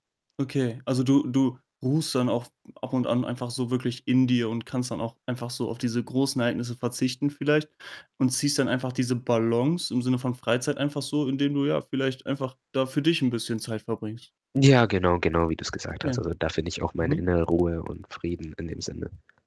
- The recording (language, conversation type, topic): German, podcast, Wie findest du heute eine gute Balance zwischen Arbeit und Freizeit?
- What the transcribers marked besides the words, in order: other background noise; distorted speech